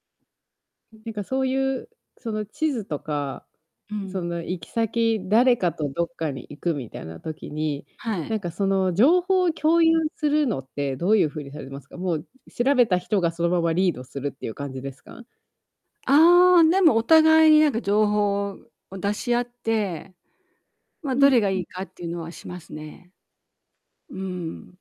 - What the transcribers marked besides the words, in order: distorted speech
- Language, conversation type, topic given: Japanese, podcast, スマホを一番便利だと感じるのは、どんなときですか？